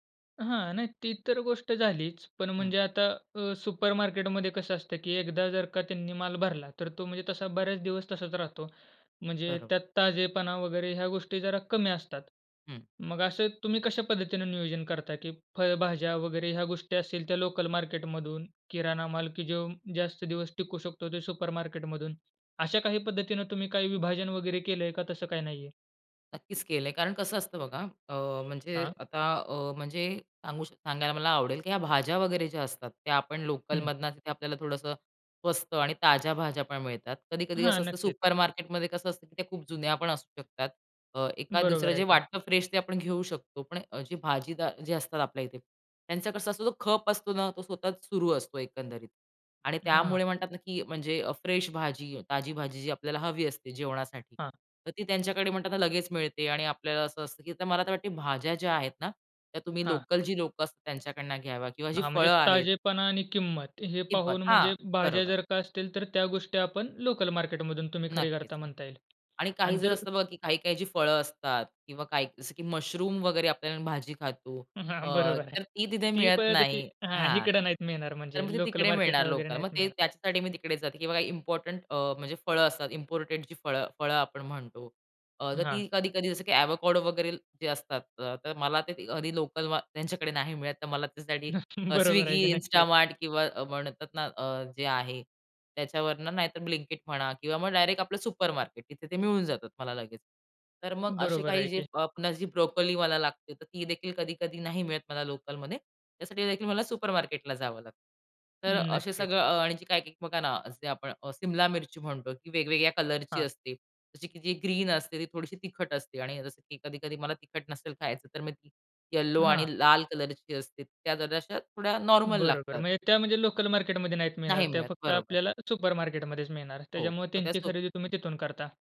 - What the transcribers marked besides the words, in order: in English: "सुपरमार्केटमध्ये"; tapping; in English: "सुपरमार्केटमधून"; horn; in English: "सुपरमार्केटमध्ये"; in English: "फ्रेश"; laughing while speaking: "हां, बरोबर आहे"; in English: "इम्पोर्टेड"; "आवाकाडो" said as "आवाकडो"; unintelligible speech; laughing while speaking: "बरोबर आहे की"; in English: "सुपरमार्केट"; in English: "सुपरमार्केटला"; in English: "ग्रीन"; in English: "नॉर्मल"; in English: "सुपरमार्केटमध्येच"
- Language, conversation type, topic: Marathi, podcast, लोकल बाजार आणि सुपरमार्केट यांपैकी खरेदीसाठी तुम्ही काय निवडता?